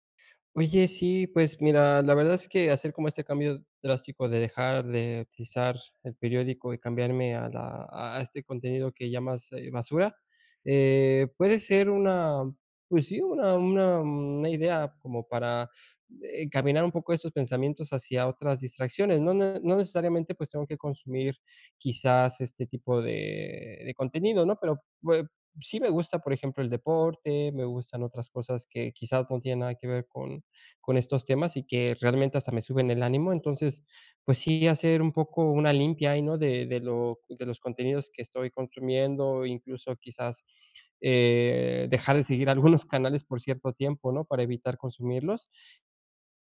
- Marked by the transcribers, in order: other background noise; laughing while speaking: "algunos"
- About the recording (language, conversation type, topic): Spanish, advice, ¿Cómo puedo manejar la sobrecarga de información de noticias y redes sociales?